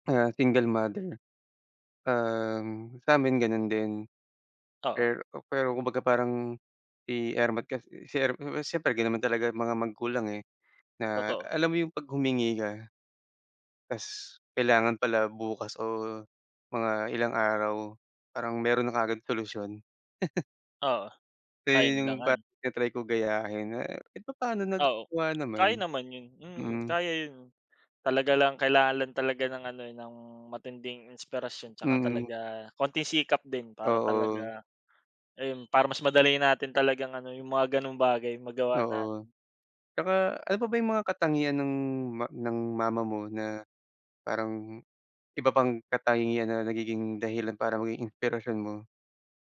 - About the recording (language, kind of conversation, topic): Filipino, unstructured, Sino ang pinakamalaking inspirasyon mo sa pag-abot ng mga pangarap mo?
- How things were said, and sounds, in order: chuckle